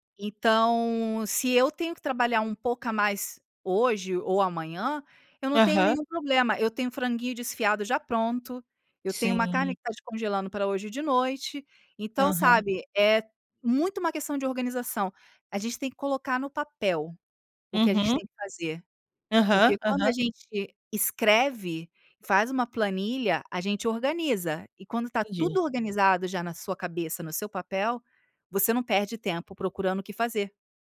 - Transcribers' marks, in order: none
- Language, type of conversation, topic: Portuguese, podcast, Como você integra o trabalho remoto à rotina doméstica?